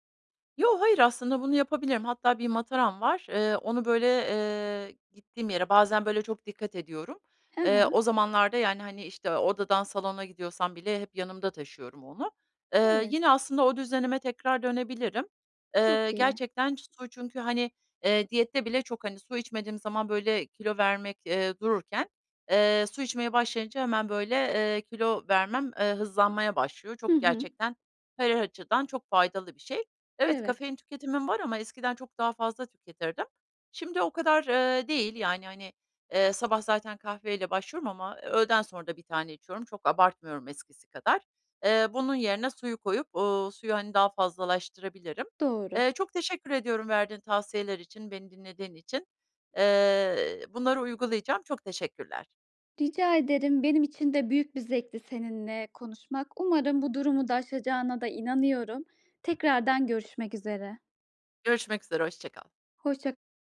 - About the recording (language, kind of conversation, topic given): Turkish, advice, Vücudumun açlık ve tokluk sinyallerini nasıl daha doğru tanıyabilirim?
- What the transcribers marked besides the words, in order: other background noise; other noise